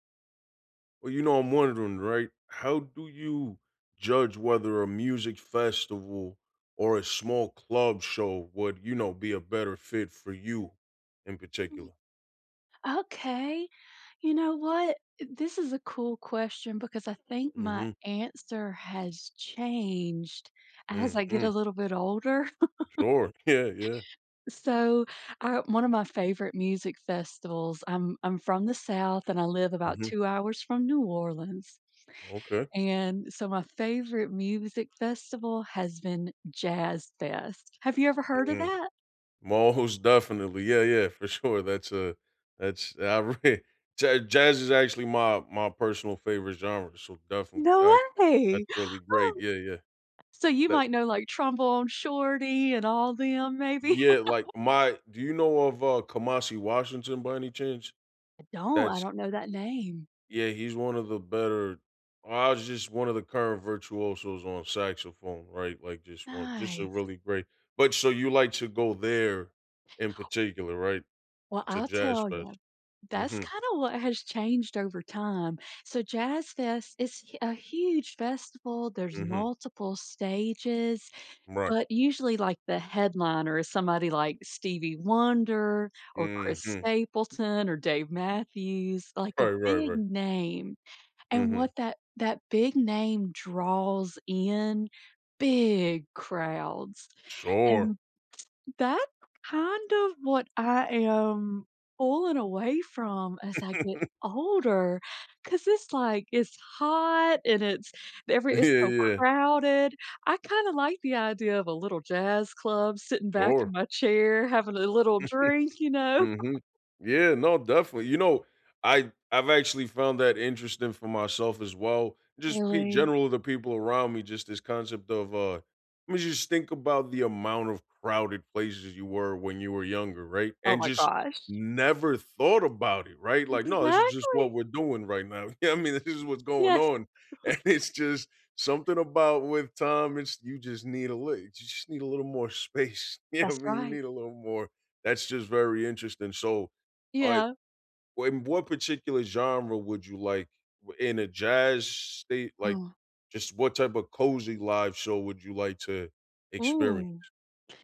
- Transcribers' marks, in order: chuckle; laughing while speaking: "Yeah"; stressed: "Most"; laughing while speaking: "for sure"; laughing while speaking: "outra"; surprised: "No way!"; gasp; tapping; laugh; other background noise; laughing while speaking: "Right"; stressed: "big"; chuckle; chuckle; chuckle; laughing while speaking: "I mean, this is what's"; chuckle; laughing while speaking: "and it's just"; laughing while speaking: "You know what I mean"
- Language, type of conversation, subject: English, unstructured, Should I pick a festival or club for a cheap solo weekend?